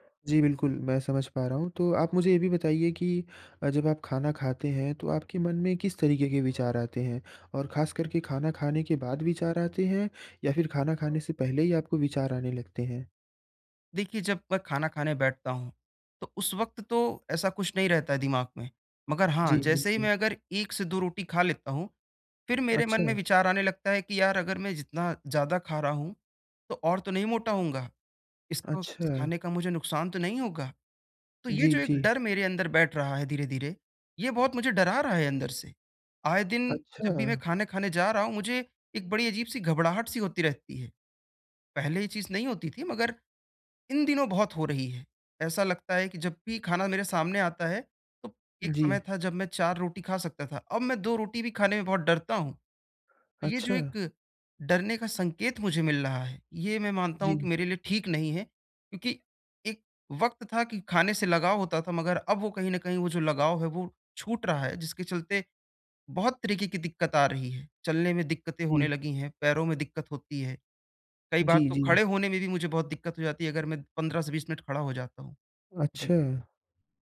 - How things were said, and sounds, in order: tapping
- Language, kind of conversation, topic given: Hindi, advice, मैं अपनी भूख और तृप्ति के संकेत कैसे पहचानूं और समझूं?